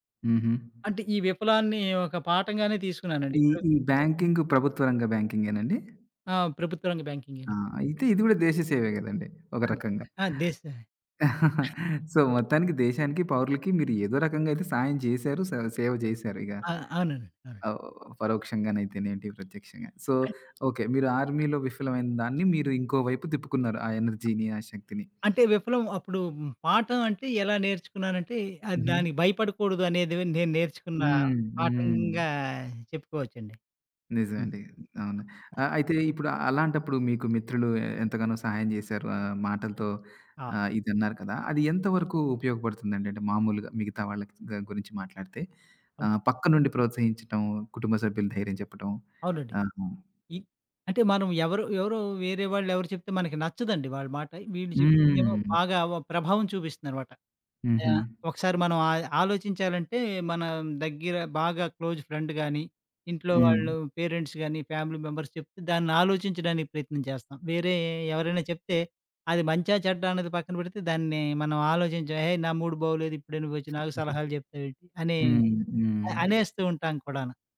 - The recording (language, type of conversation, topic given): Telugu, podcast, విఫలాన్ని పాఠంగా మార్చుకోవడానికి మీరు ముందుగా తీసుకునే చిన్న అడుగు ఏది?
- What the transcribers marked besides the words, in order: other background noise; chuckle; in English: "సో"; in English: "సో"; in English: "ఆర్మీలో"; in English: "ఎనర్జీని"; in English: "క్లోజ్ ఫ్రెండ్"; in English: "పేరెంట్స్"; in English: "ఫ్యామిలీ మెంబర్స్"; in English: "మూడ్"; chuckle